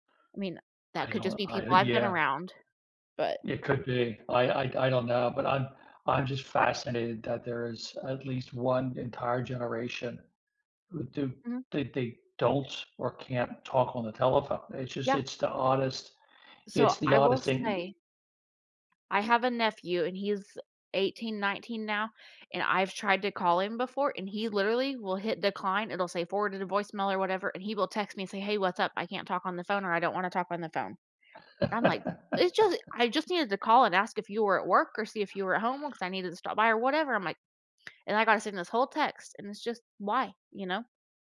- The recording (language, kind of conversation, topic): English, unstructured, How do different ways of communicating, like texting or calling, affect your friendships?
- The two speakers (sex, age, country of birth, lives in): female, 30-34, United States, United States; male, 60-64, United States, United States
- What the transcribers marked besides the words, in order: other background noise; chuckle